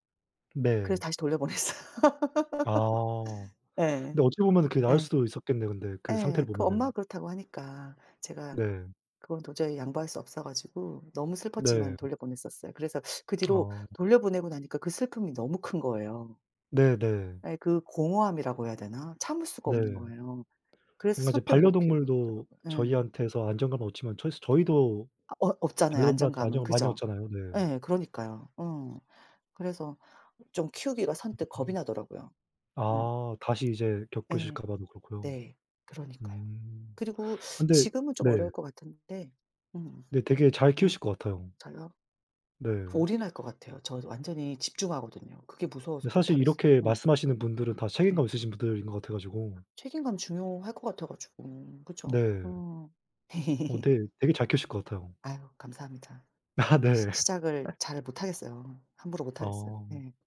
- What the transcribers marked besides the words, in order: other background noise; laughing while speaking: "돌려보냈어요"; laugh; tapping; laugh
- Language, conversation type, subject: Korean, unstructured, 봉사활동을 해본 적이 있으신가요? 가장 기억에 남는 경험은 무엇인가요?